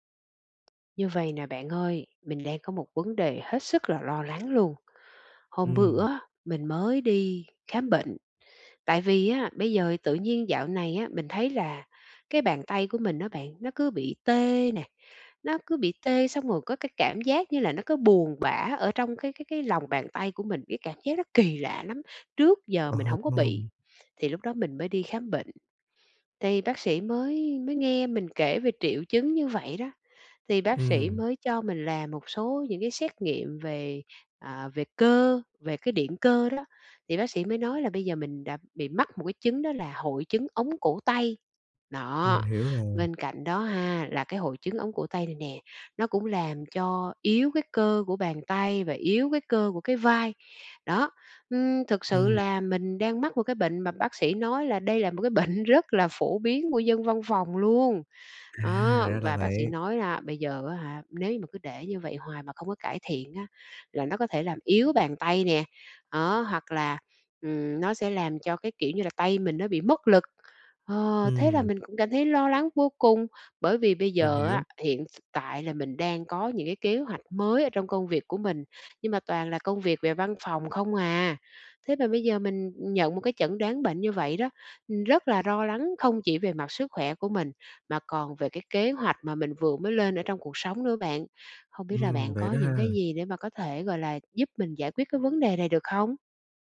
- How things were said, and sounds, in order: tapping; other background noise; laughing while speaking: "bệnh"
- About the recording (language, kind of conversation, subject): Vietnamese, advice, Sau khi nhận chẩn đoán bệnh mới, tôi nên làm gì để bớt lo lắng về sức khỏe và lên kế hoạch cho cuộc sống?